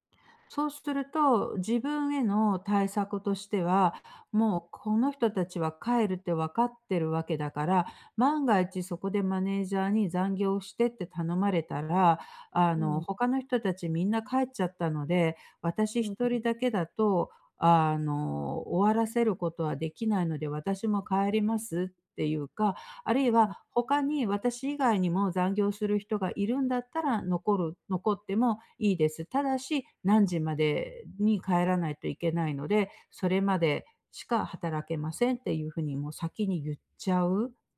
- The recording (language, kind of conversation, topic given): Japanese, advice, グループで自分の居場所を見つけるにはどうすればいいですか？
- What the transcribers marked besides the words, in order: none